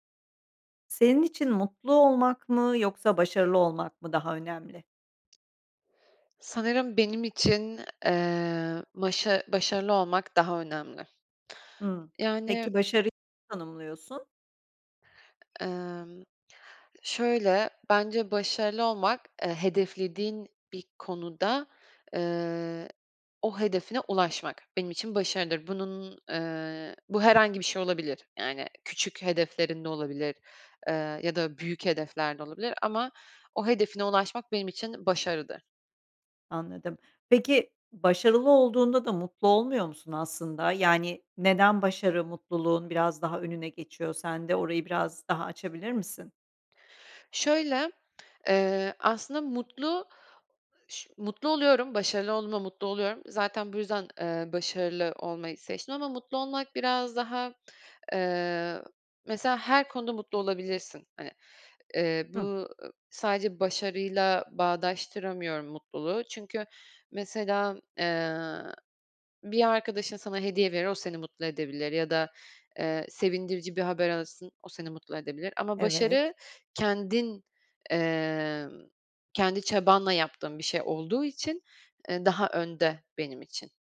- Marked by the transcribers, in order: tapping; unintelligible speech; other noise
- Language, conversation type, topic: Turkish, podcast, Senin için mutlu olmak mı yoksa başarılı olmak mı daha önemli?